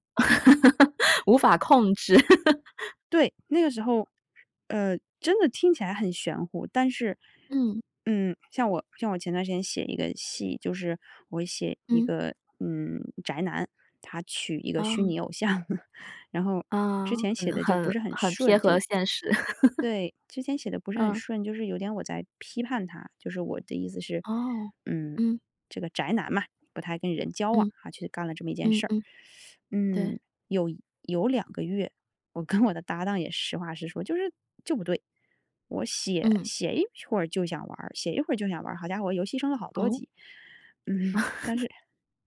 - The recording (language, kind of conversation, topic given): Chinese, podcast, 你如何知道自己进入了心流？
- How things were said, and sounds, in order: laugh; laugh; other background noise; chuckle; laugh; teeth sucking; laughing while speaking: "跟我"; chuckle; laugh